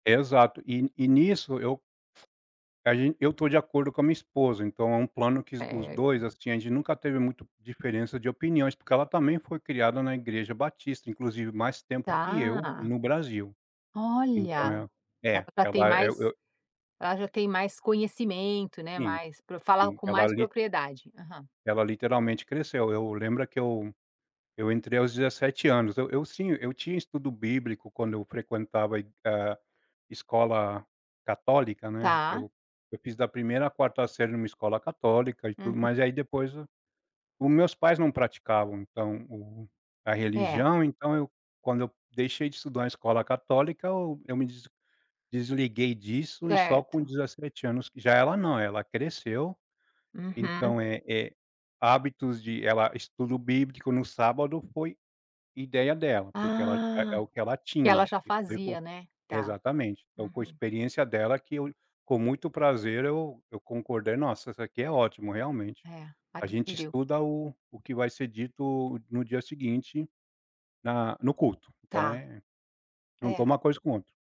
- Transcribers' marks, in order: tapping
- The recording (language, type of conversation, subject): Portuguese, podcast, Que hábitos te ajudam a sentir que a vida tem sentido?